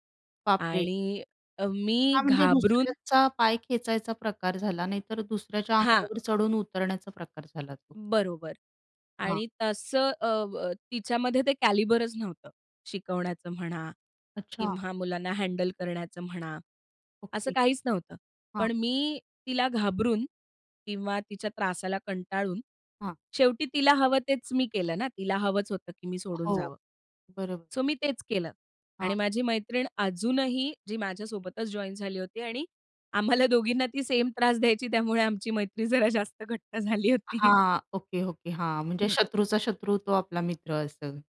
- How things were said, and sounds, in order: surprised: "बाप रे!"; tapping; in English: "कॅलिबरचं"; in English: "सो"; other background noise; laughing while speaking: "आम्हाला दोघींना ती सेम त्रास … घट्ट झाली होती"
- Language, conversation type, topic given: Marathi, podcast, एखाद्या निर्णयाबद्दल पश्चात्ताप वाटत असेल, तर पुढे तुम्ही काय कराल?